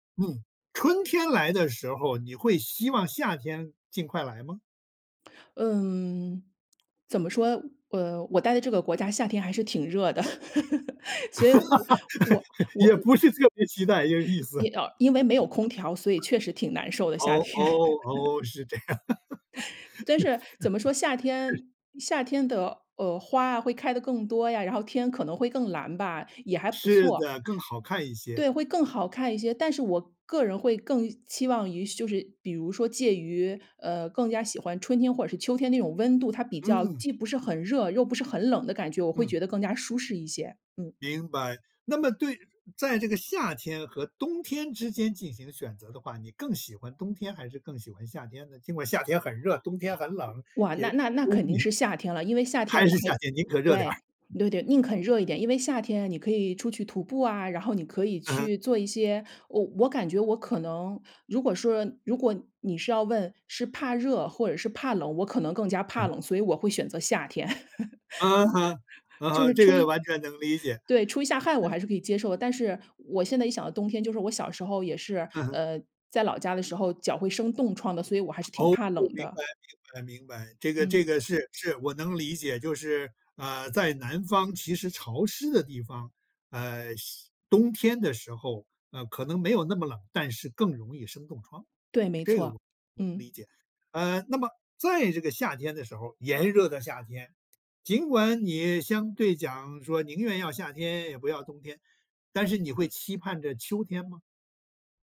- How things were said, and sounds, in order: other background noise; laugh; laughing while speaking: "也不是"; laugh; laughing while speaking: "天"; chuckle; laugh; laughing while speaking: "这样"; laugh; unintelligible speech; laugh
- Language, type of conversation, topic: Chinese, podcast, 能跟我说说你从四季中学到了哪些东西吗？